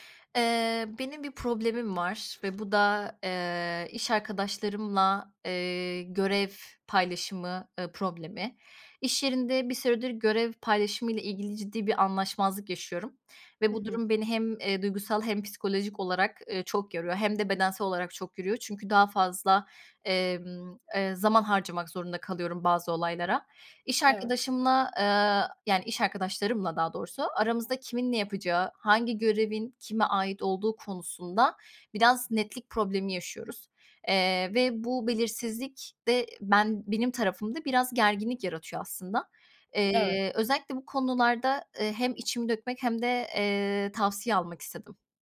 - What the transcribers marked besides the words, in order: other background noise
- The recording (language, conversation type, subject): Turkish, advice, İş arkadaşlarınızla görev paylaşımı konusunda yaşadığınız anlaşmazlık nedir?